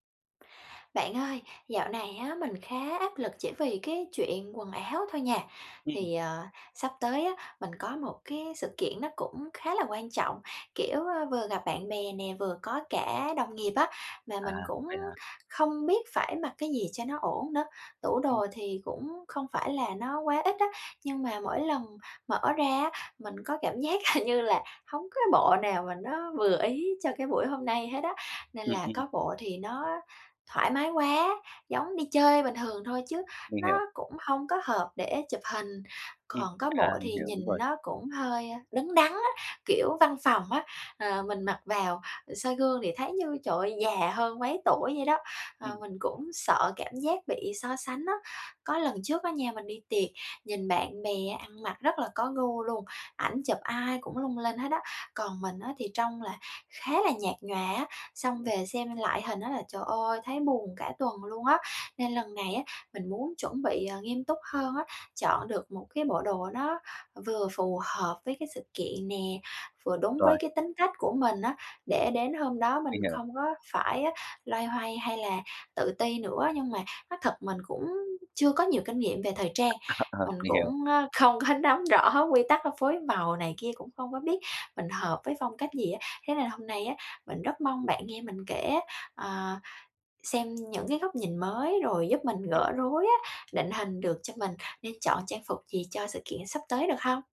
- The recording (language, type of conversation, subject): Vietnamese, advice, Bạn có thể giúp mình chọn trang phục phù hợp cho sự kiện sắp tới được không?
- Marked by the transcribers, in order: tapping; laughing while speaking: "hình"; other background noise; laughing while speaking: "không có"; unintelligible speech